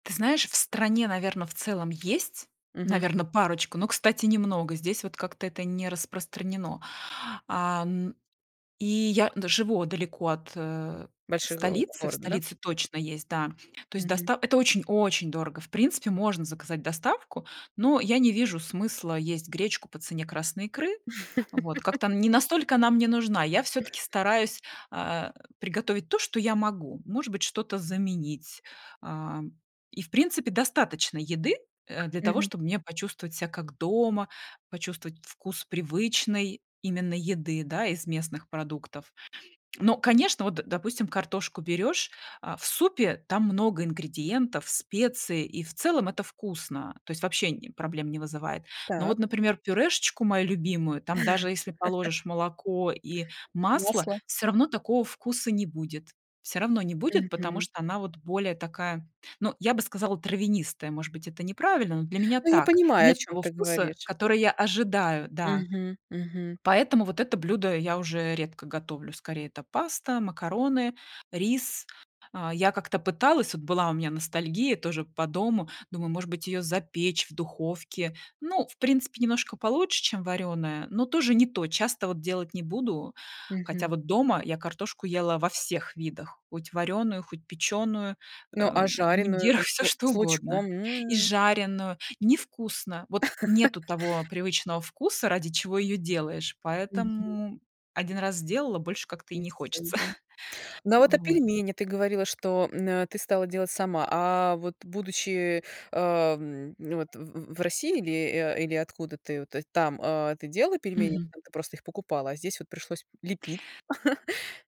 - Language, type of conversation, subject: Russian, podcast, Как еда влияла на ваше ощущение дома в чужой стране?
- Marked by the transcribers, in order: stressed: "очень"; laugh; other noise; laugh; other background noise; laughing while speaking: "мундирах, всё что угодно"; laugh; tapping; chuckle; chuckle